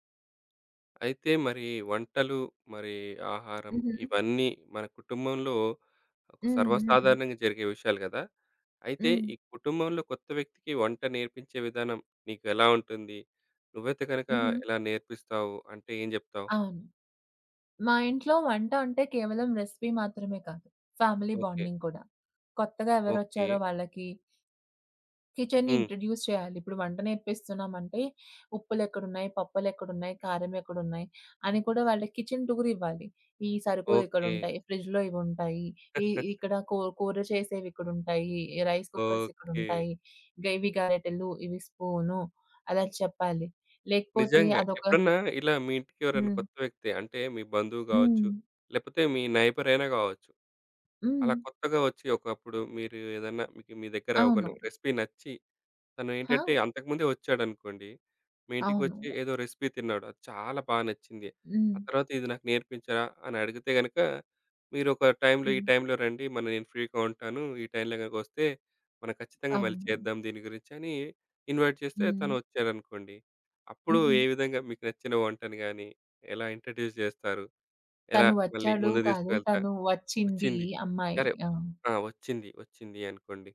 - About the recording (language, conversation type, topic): Telugu, podcast, కుటుంబంలో కొత్తగా చేరిన వ్యక్తికి మీరు వంట ఎలా నేర్పిస్తారు?
- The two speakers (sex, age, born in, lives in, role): female, 25-29, India, India, guest; male, 35-39, India, India, host
- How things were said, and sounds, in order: in English: "రెసిపీ"; in English: "ఫ్యామిలీ బాండింగ్"; in English: "కిచెన్ని ఇంట్రొడ్యూస్"; in English: "కిచెన్"; chuckle; in English: "ఫ్రిడ్జ్‌లో"; in English: "రైస్ కుక్కర్స్"; in English: "రెసిపీ"; in English: "రెసిపీ"; in English: "ఫ్రీ‌గా"; in English: "ఇన్వైట్"; in English: "ఇంట్రొడ్యూస్"